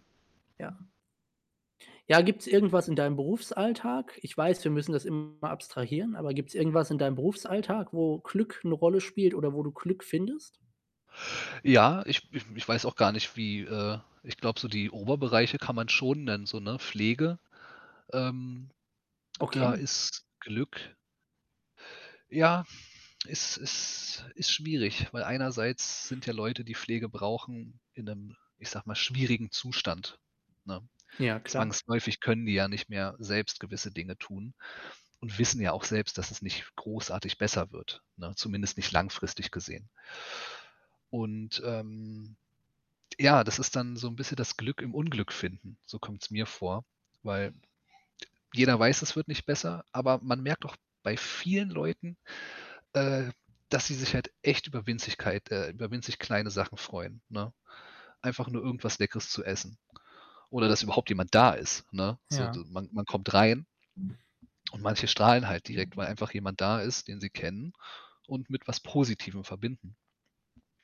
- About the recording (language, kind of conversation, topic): German, unstructured, Was bedeutet Glück im Alltag für dich?
- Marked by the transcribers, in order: other background noise; distorted speech; static; stressed: "da"